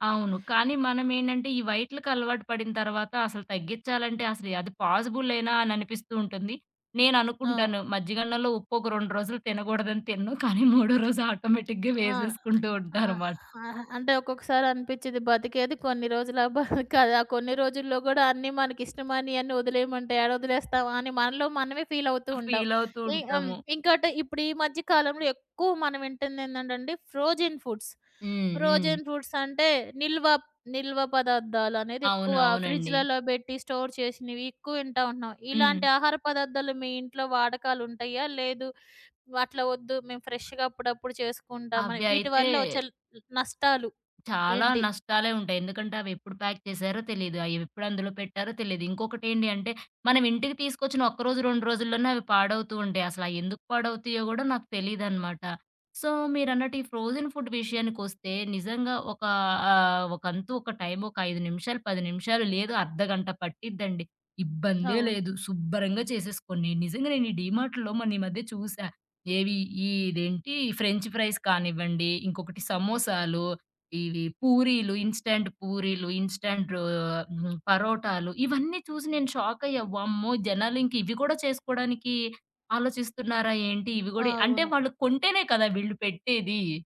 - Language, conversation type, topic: Telugu, podcast, వయస్సు పెరిగేకొద్దీ మీ ఆహార రుచుల్లో ఏలాంటి మార్పులు వచ్చాయి?
- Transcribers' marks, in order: laughing while speaking: "కానీ, మూడో రోజు ఆటోమేటిక్‌గా వేసేసుకుంటూ ఉంటా అనమాట"; in English: "ఆటోమేటిక్‌గా"; giggle; other background noise; in English: "ఫ్రోజెన్ ఫుడ్స్. ఫ్రోజెన్ ఫుడ్స్"; in English: "స్టోర్"; in English: "ఫ్రెష్‌గా"; in English: "ప్యాక్"; in English: "సో"; in English: "ఫ్రోజెన్ ఫుడ్"; in English: "ఫ్రెంచ్ ప్రైస్"; in English: "ఇన్‌స్టంట్"; in English: "ఇన్‌స్టంట్"